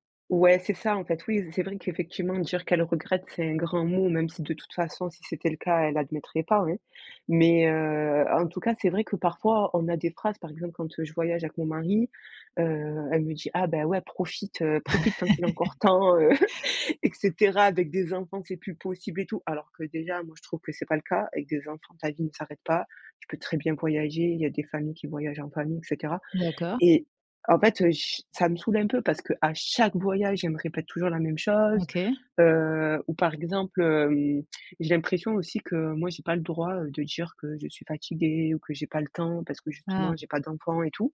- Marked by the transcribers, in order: laugh; chuckle; stressed: "chaque"
- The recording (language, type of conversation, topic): French, podcast, Quels critères prends-tu en compte avant de décider d’avoir des enfants ?
- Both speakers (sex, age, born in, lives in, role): female, 25-29, France, France, guest; female, 35-39, France, France, host